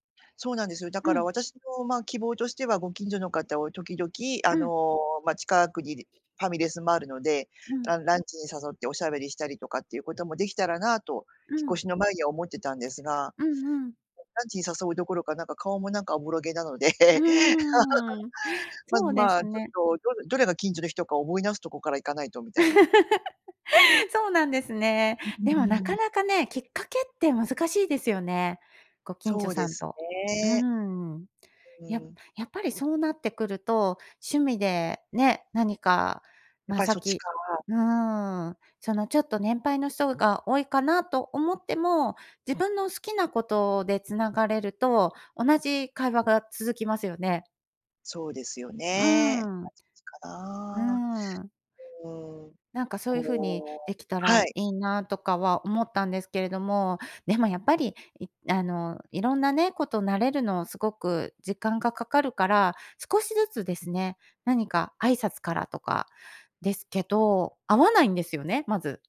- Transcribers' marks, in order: other background noise; laugh; laugh; stressed: "会わないんですよね"
- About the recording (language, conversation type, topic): Japanese, advice, 引っ越しで新しい環境に慣れられない不安